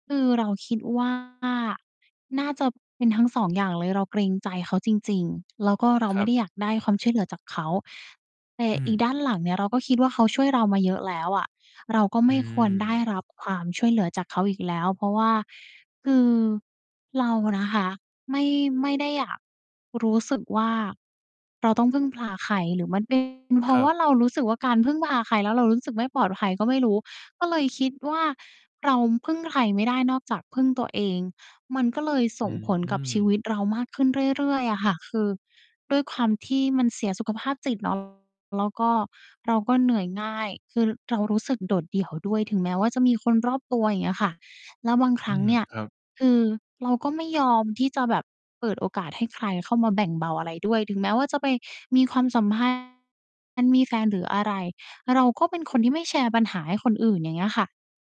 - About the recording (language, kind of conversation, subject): Thai, advice, ทำไมคุณถึงไม่ขอความช่วยเหลือทั้งที่ต้องการ เพราะกลัวว่าจะเป็นภาระ?
- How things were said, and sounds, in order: distorted speech; other background noise